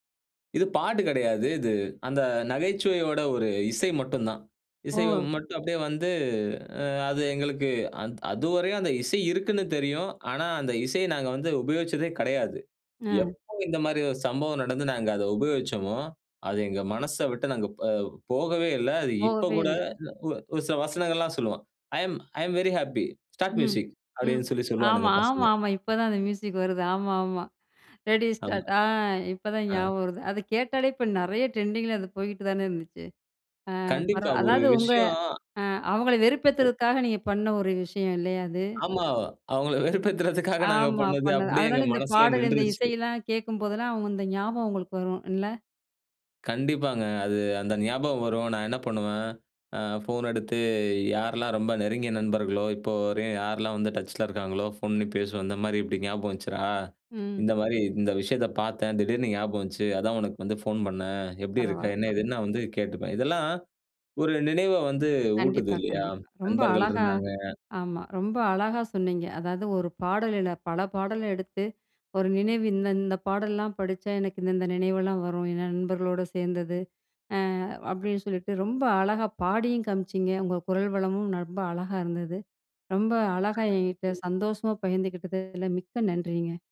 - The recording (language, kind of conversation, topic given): Tamil, podcast, ஒரு பாடல் பழைய நினைவுகளை எழுப்பும்போது உங்களுக்குள் என்ன மாதிரி உணர்வுகள் ஏற்படுகின்றன?
- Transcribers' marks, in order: other noise; in English: "ஐம் ஐம் வெரி ஹேப்பி ஸ்டார்ட் மியூசிக்"; in English: "ரெடி ஸ்டார்ட்"; in English: "ட்ரெண்டிங்கில"; laughing while speaking: "அவுங்கள வெறுப்பேத்துறதுக்காக நாங்க பண்ணது, அப்டியே எங்க மனசுலயே நின்றுச்சு"; in English: "டச்ல"